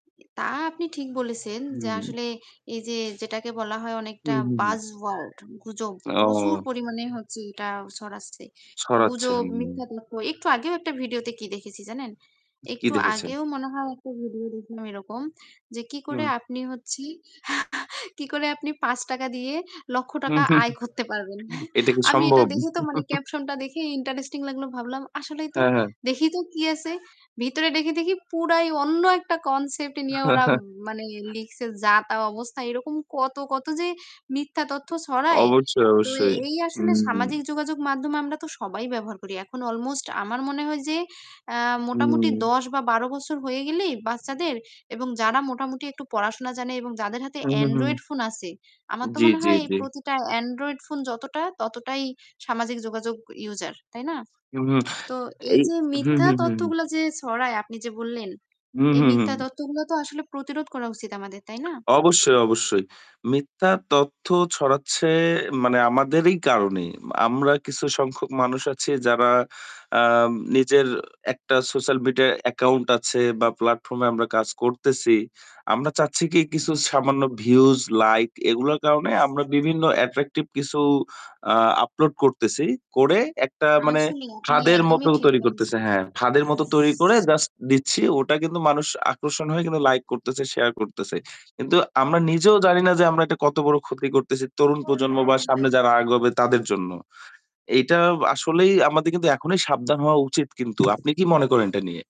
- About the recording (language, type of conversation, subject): Bengali, unstructured, সামাজিক যোগাযোগমাধ্যমে মিথ্যা তথ্য ছড়ানো রোধ করতে আমাদের কী করা উচিত?
- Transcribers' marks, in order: static; in English: "বায ওয়ার্ড"; other background noise; laugh; laugh; chuckle; in English: "caption"; chuckle; in English: "concept"; chuckle; other noise; in English: "user"; "মিথ্যা" said as "মিত্যা"; in English: "social media account"; in English: "attractive"; in English: "upload"; tapping